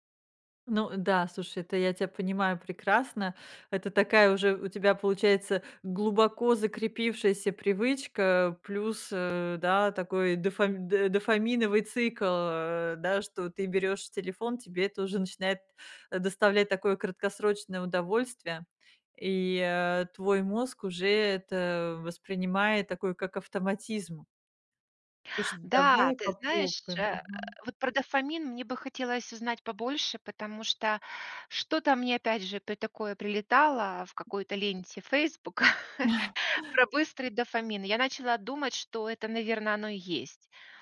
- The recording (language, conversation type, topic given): Russian, advice, Как перестать проверять телефон по несколько раз в час?
- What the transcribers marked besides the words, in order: tapping; chuckle; other noise